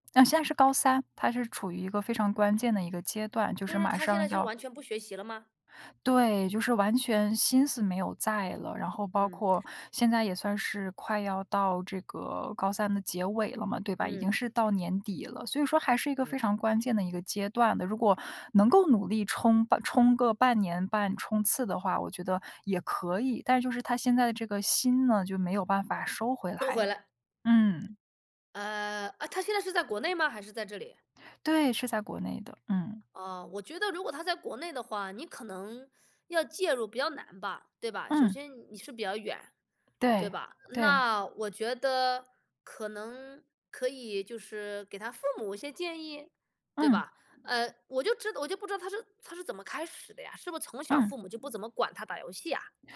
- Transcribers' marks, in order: other background noise; teeth sucking
- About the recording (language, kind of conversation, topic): Chinese, advice, 如果家人沉迷网络游戏或酒精而引发家庭冲突，我该怎么办？